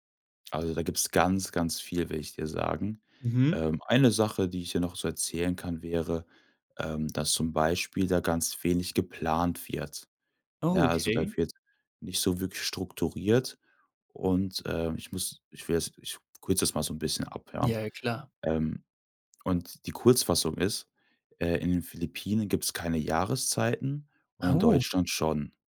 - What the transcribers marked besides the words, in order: surprised: "Ah, oh"
- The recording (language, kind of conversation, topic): German, podcast, Erzählst du von einer Person, die dir eine Kultur nähergebracht hat?